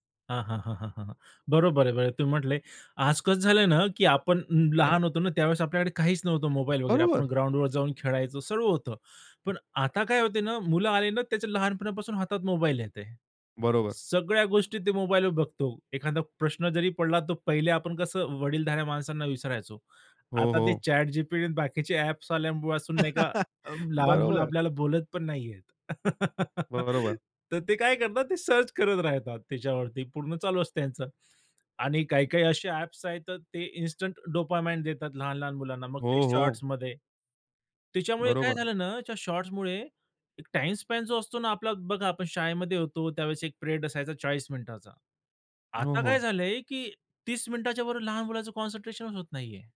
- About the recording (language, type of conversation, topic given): Marathi, podcast, तंत्रज्ञान आणि स्क्रीन टाइमबाबत तुमची काय शिस्त आहे?
- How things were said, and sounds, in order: tapping; laugh; in English: "सर्च"; laugh; in English: "इन्स्टंट डोपामाइन"; in English: "शॉर्ट्समध्ये"; in English: "शॉट्समुळे"; in English: "टाईम स्पॅन"